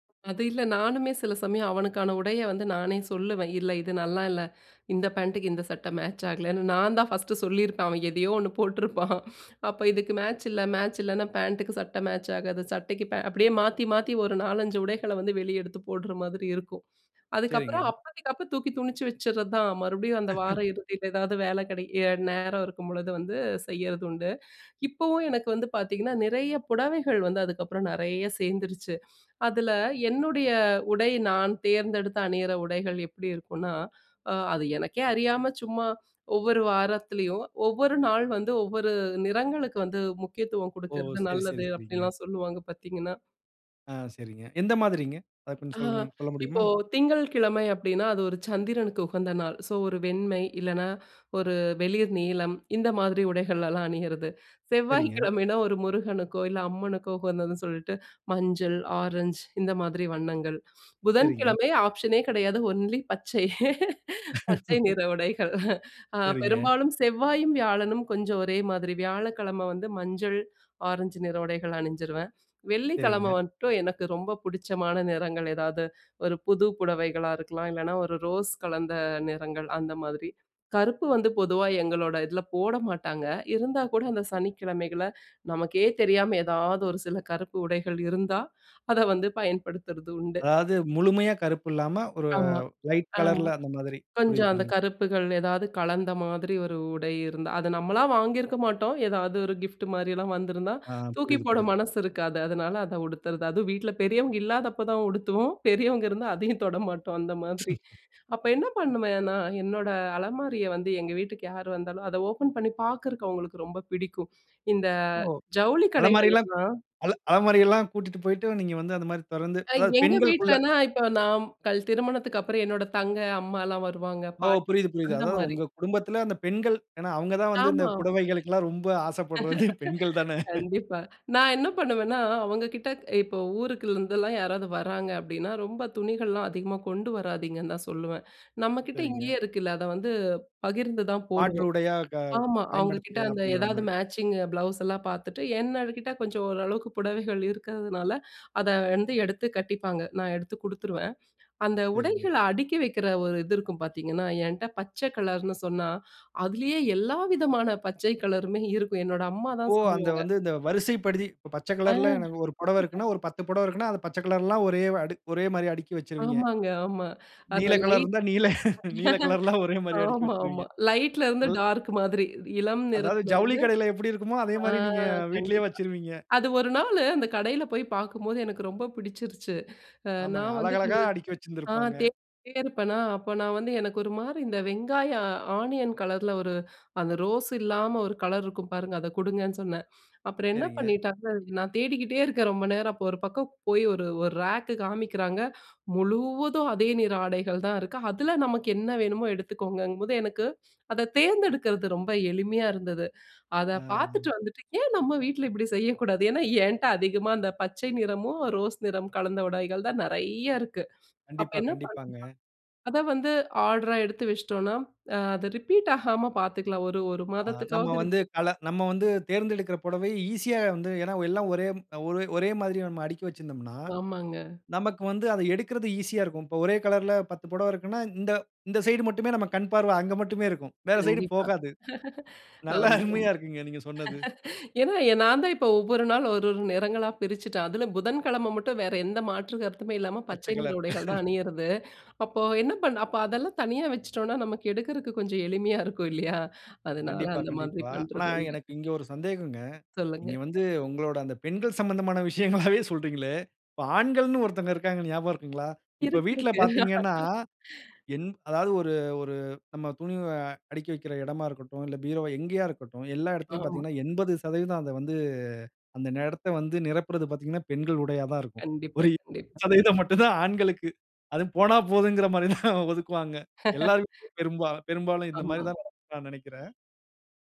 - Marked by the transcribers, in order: laughing while speaking: "போட்டுருப்பான்"; laugh; laughing while speaking: "செவ்வாய்க்கிழமைன்னா ஒரு முருகனுக்கோ! இல்ல அம்மனுக்கோ! … பச்சை நிற உடைகள்"; laugh; laughing while speaking: "பெரியவங்க இருந்தா அதையும் தொட மாட்டோம் அந்த மாதிரி"; chuckle; laugh; laughing while speaking: "ஆசைப்பட்றது பெண்கள் தானே!"; chuckle; chuckle; laughing while speaking: "நீல, நீல கலர்லாம் ஒரேமாரியா அடுக்கி வச்சிருவீங்க. ம்"; laughing while speaking: "ஏன்னா ஏன்ட அதிகமா அந்த பச்சை … தான் நிறையா இருக்கு"; laugh; laughing while speaking: "நல்ல அருமையா"; laugh; laughing while speaking: "எளிமையா இருக்கும் இல்லயா!"; laugh; laughing while speaking: "ஒரு இருபது சதவீதம் மட்டும் தான் ஆண்களுக்கு. அதுவும் போனா போதுங்கிறமாரிதான் ஒதுக்குவாங்க"; laugh
- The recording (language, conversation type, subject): Tamil, podcast, குறைந்த சில அவசியமான உடைகளுடன் ஒரு எளிய அலமாரி அமைப்பை முயற்சி செய்தால், அது உங்களுக்கு எப்படி இருக்கும்?